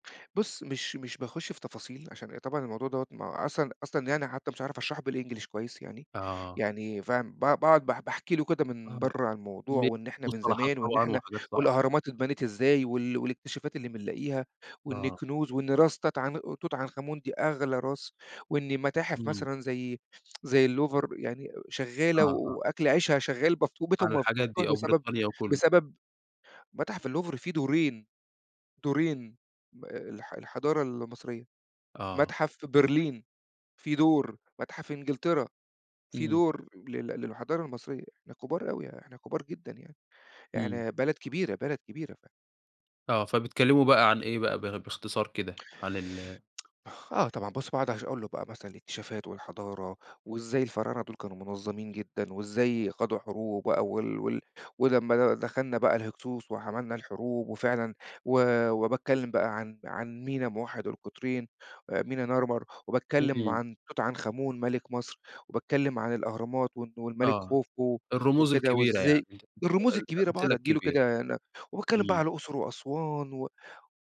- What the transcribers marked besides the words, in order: tsk; tapping; tsk; unintelligible speech
- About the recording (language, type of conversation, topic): Arabic, podcast, إزاي بتعرّف الناس من ثقافات تانية بتراثك؟